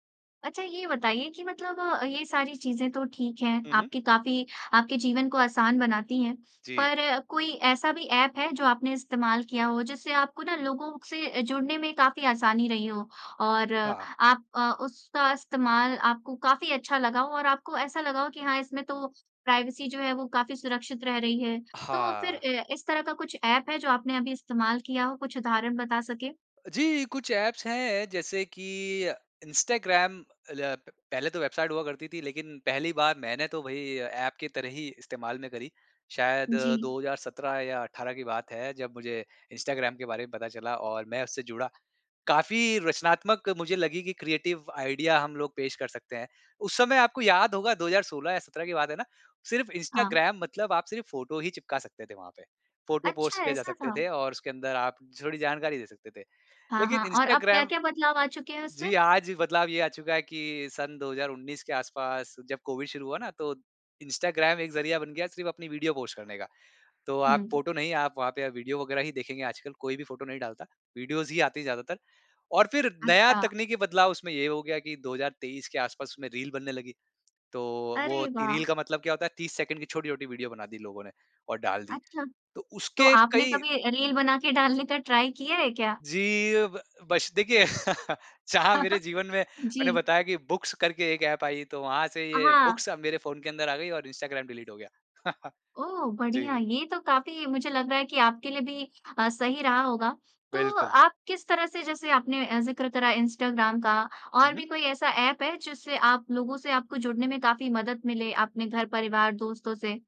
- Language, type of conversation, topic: Hindi, podcast, कौन सा ऐप आपकी ज़िंदगी को आसान बनाता है और क्यों?
- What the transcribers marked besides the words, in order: in English: "प्राइवेसी"; in English: "ऐप्स"; in English: "क्रिएटिव आईडिया"; in English: "वीडियोस"; laughing while speaking: "डालने"; in English: "ट्राई"; laugh; laughing while speaking: "चाह"; chuckle; in English: "बुक्स"; in English: "डिलीट"; laugh